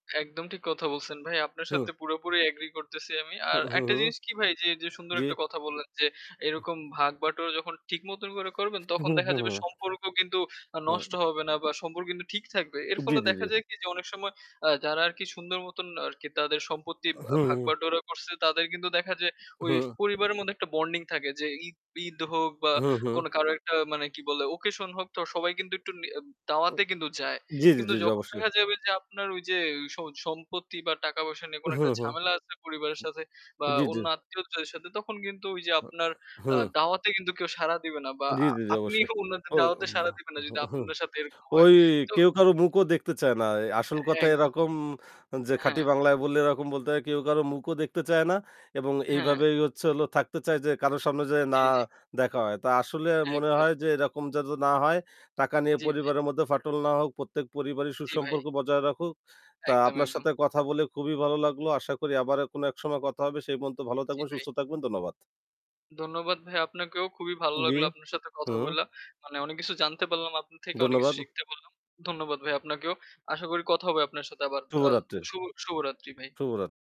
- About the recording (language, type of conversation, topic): Bengali, unstructured, টাকা নিয়ে পরিবারে ফাটল কেন হয়?
- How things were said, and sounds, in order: static; unintelligible speech; unintelligible speech; tapping; other background noise; unintelligible speech; unintelligible speech; "কথা" said as "কতা"; unintelligible speech; "ধন্যবাদ" said as "দন্নবাদ"; "বলে" said as "বইলা"; "ধন্যবাদ" said as "দন্নবাদ"